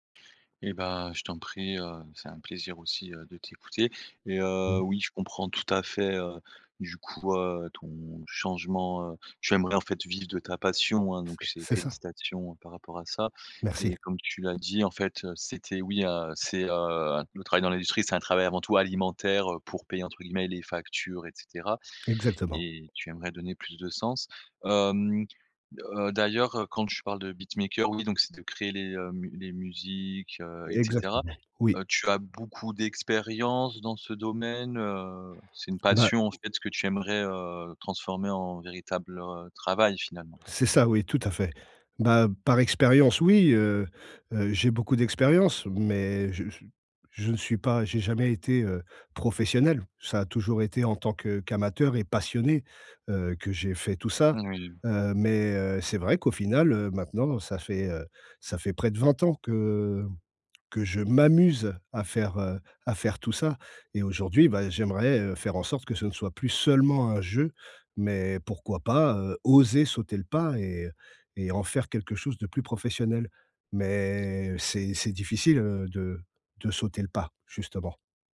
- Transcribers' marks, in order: tapping; in English: "beatmaker"; stressed: "passionné"; stressed: "m'amuse"; stressed: "oser"; other background noise
- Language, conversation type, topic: French, advice, Comment surmonter ma peur de changer de carrière pour donner plus de sens à mon travail ?